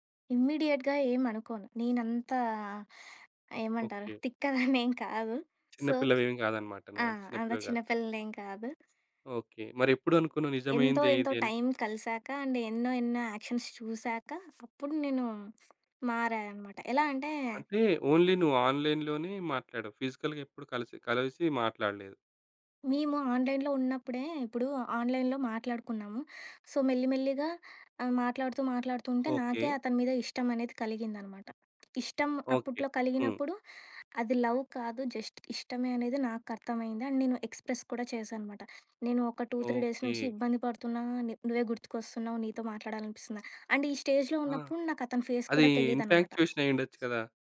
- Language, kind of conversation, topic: Telugu, podcast, ఆన్‌లైన్ పరిచయాన్ని నిజ జీవిత సంబంధంగా మార్చుకోవడానికి మీరు ఏ చర్యలు తీసుకుంటారు?
- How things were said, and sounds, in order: in English: "ఇమ్మీడియేట్‌గా"; chuckle; in English: "సో"; in English: "అండ్"; in English: "యాక్షన్స్"; other background noise; in English: "ఓన్లీ"; in English: "ఆన్‌లైన్‌లోనే"; in English: "ఫిజికల్‌గా"; in English: "ఆ‌న్‌లైన్‌లో"; in English: "ఆ‌న్‌లైన్‌లో"; in English: "సో"; in English: "లవ్"; in English: "జస్ట్"; in English: "అండ్"; in English: "ఎక్స్‌ప్రెస్"; in English: "టూ త్రీ డేస్"; in English: "అండ్"; in English: "స్టేజ్‌లో"; in English: "ఇన్‌ఫ్యాచ్యుయేషన్"; in English: "ఫేస్"